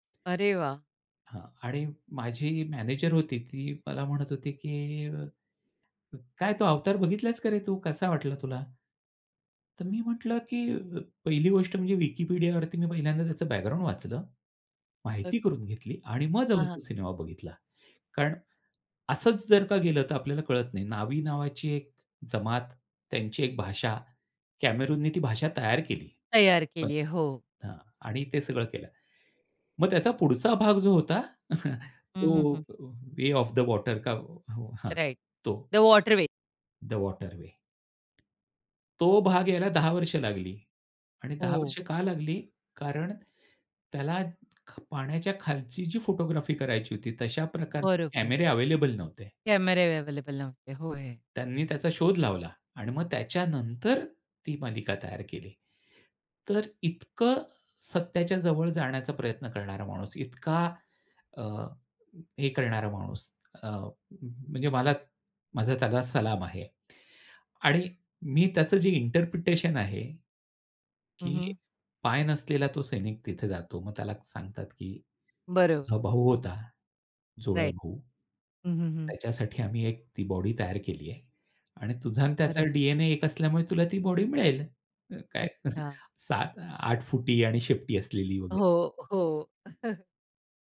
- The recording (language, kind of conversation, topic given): Marathi, podcast, कोणत्या प्रकारचे चित्रपट किंवा मालिका पाहिल्यावर तुम्हाला असा अनुभव येतो की तुम्ही अक्खं जग विसरून जाता?
- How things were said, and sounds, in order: in English: "विकिपीडियावरती"; unintelligible speech; chuckle; in English: "वे ऑफ द वॉटर"; in English: "द वॉटर वे"; in English: "द वॉटर वे"; tapping; other noise; in English: "इंटरप्रिटेशन"; in English: "राइट"; chuckle; chuckle